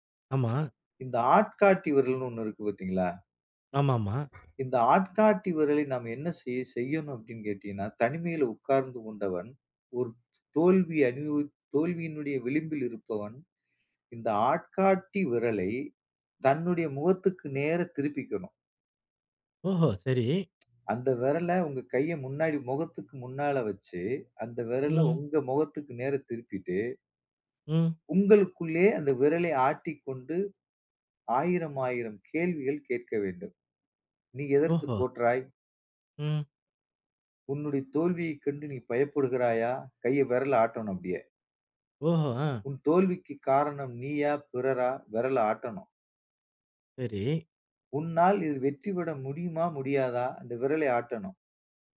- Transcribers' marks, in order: other background noise; other noise
- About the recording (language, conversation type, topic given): Tamil, podcast, தோல்வியால் மனநிலையை எப்படி பராமரிக்கலாம்?